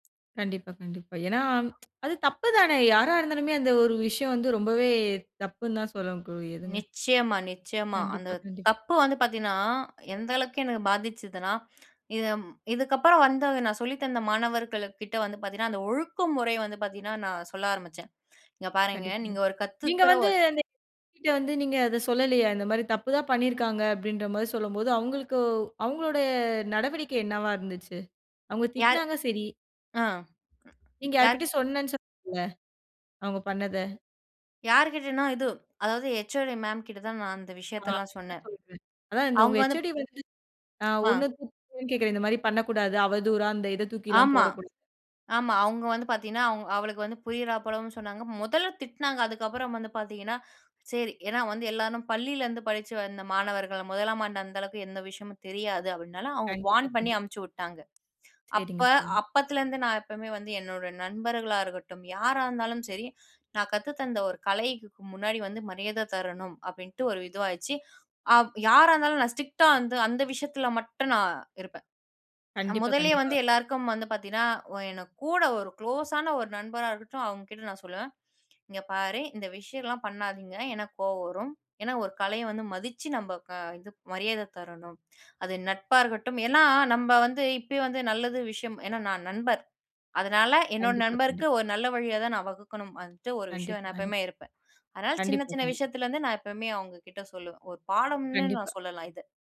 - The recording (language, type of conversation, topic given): Tamil, podcast, ஒரு நட்பில் ஏற்பட்ட பிரச்சனையை நீங்கள் எவ்வாறு கையாள்ந்தீர்கள்?
- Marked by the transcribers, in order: other noise; sigh; unintelligible speech; in English: "ஹச்ஓடீ மேம்"; in English: "ஹச்ஓடீ"; other background noise; in English: "வார்ன்"; in English: "ஸ்ட்ரிக்ட்டா"; in English: "க்ளோஸான"; "கலைய" said as "கலய"